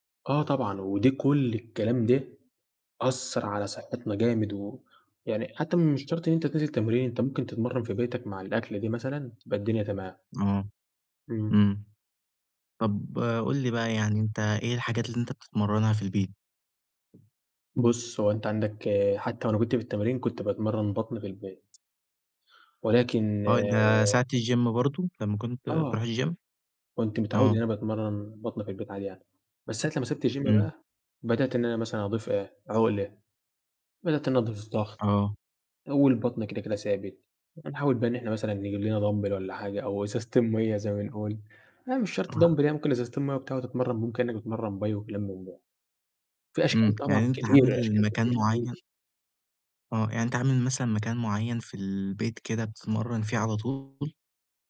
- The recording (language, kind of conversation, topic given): Arabic, podcast, إزاي تحافظ على نشاطك البدني من غير ما تروح الجيم؟
- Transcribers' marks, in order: in English: "الgym"; in English: "الgym؟"; in English: "الgym"; in English: "Dumbbell"; in English: "Dumbbell"; in English: "Bi"; unintelligible speech; tapping